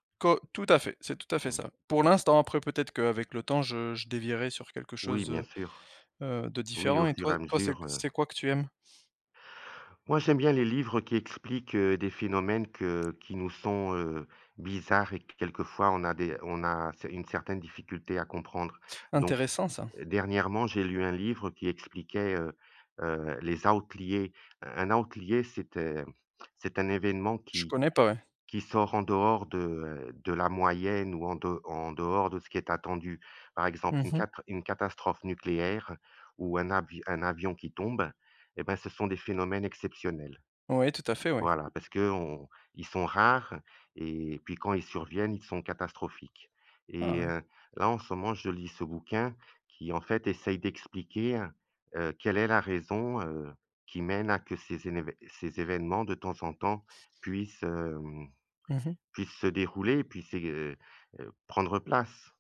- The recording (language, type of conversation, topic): French, unstructured, Quel loisir te rend le plus heureux en ce moment ?
- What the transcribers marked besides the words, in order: tapping; in English: "outliers"; in English: "outliers"